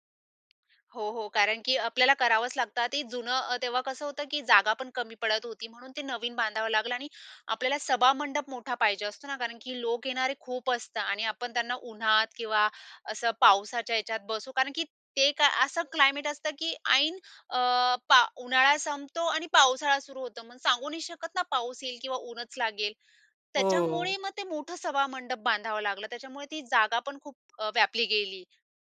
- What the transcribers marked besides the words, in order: other background noise; in English: "क्लायमेट"
- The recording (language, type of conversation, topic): Marathi, podcast, तुमच्या घरात पिढ्यानपिढ्या चालत आलेली कोणती परंपरा आहे?